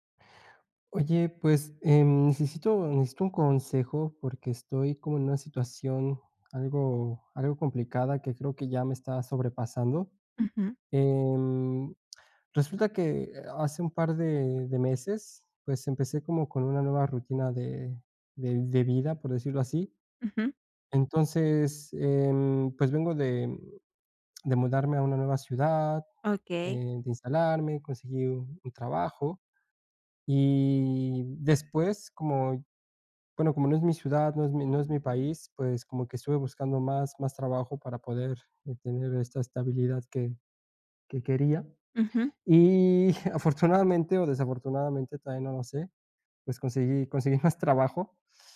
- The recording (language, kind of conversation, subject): Spanish, advice, ¿Cómo puedo equilibrar mejor mi trabajo y mi descanso diario?
- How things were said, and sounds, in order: tapping; laughing while speaking: "afortunadamente"; laughing while speaking: "más"